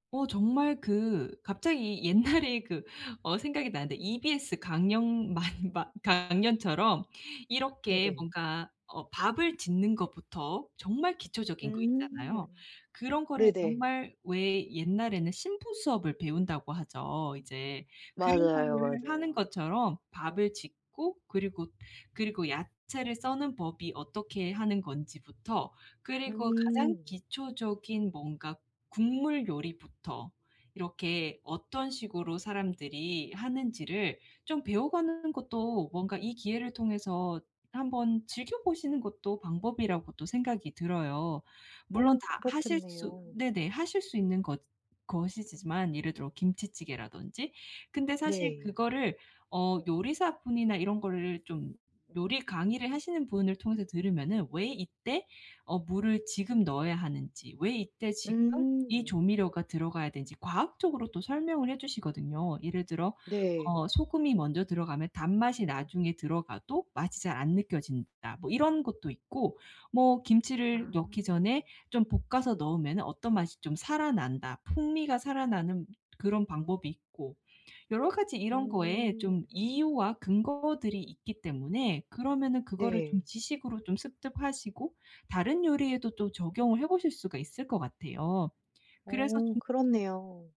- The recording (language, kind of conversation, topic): Korean, advice, 요리에 자신감을 키우려면 어떤 작은 습관부터 시작하면 좋을까요?
- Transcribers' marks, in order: laughing while speaking: "옛날에"; "강연" said as "강영"; laughing while speaking: "만 마"